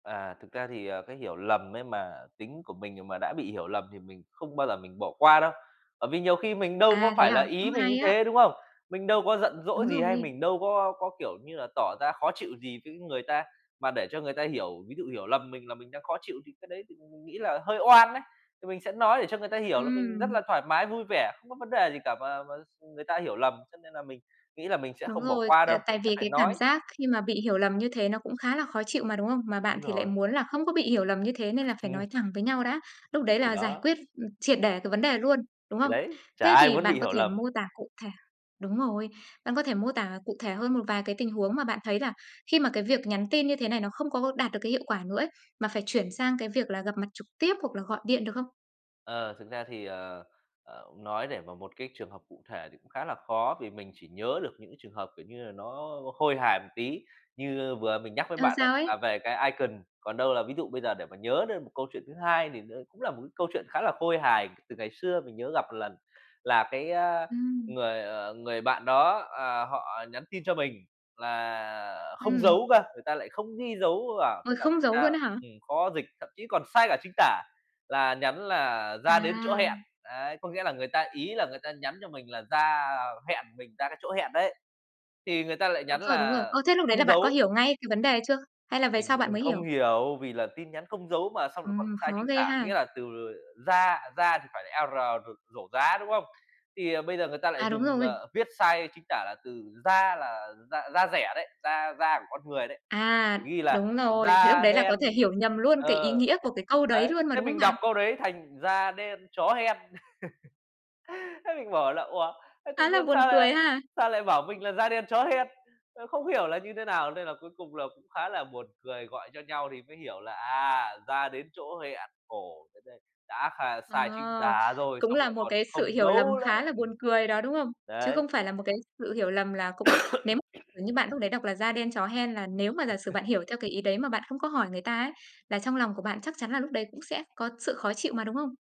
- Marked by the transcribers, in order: tapping; other background noise; in English: "icon"; laugh; "nữa" said as "lữa"; cough; chuckle
- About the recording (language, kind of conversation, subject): Vietnamese, podcast, Bạn xử lý hiểu lầm qua tin nhắn như thế nào?